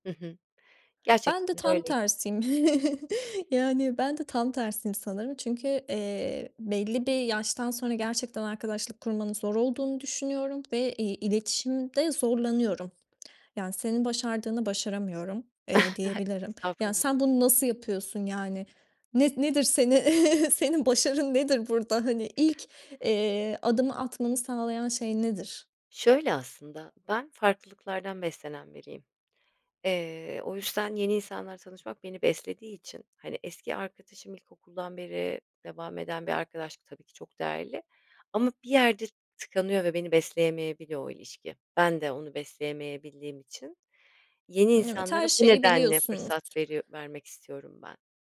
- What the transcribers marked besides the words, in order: other background noise; chuckle; chuckle; chuckle
- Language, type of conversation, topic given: Turkish, podcast, Hobilerin sana yeni insanlarla tanışma fırsatı verdi mi?